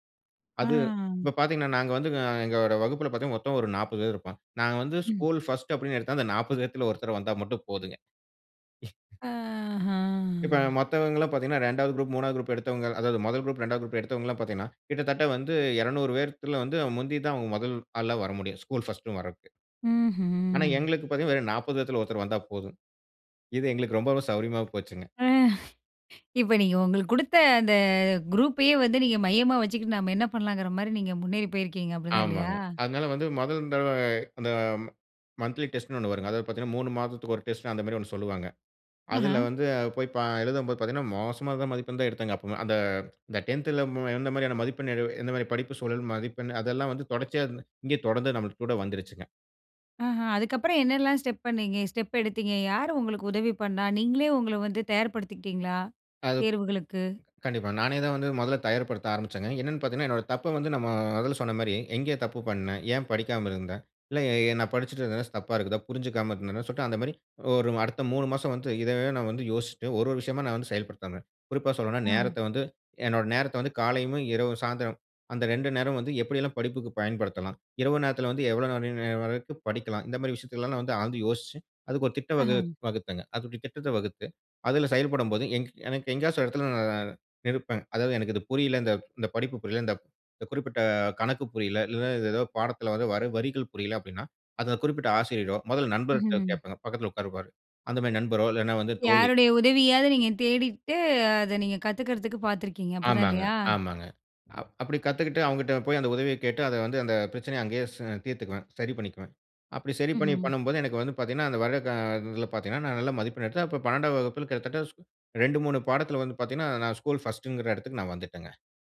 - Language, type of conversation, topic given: Tamil, podcast, மாற்றத்தில் தோல்வி ஏற்பட்டால் நீங்கள் மீண்டும் எப்படித் தொடங்குகிறீர்கள்?
- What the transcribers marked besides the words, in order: drawn out: "அ"; laugh; drawn out: "அஹா"; laughing while speaking: "இப்போ நீங்க உங்களுக்கு குடுத்த அந்த … போயிருக்கீங்க. அப்படிதான் இல்லயா?"; in English: "மந்த்லி டெஸ்ட்னு"; unintelligible speech; unintelligible speech; drawn out: "நான்"; "தோழி" said as "தோளி"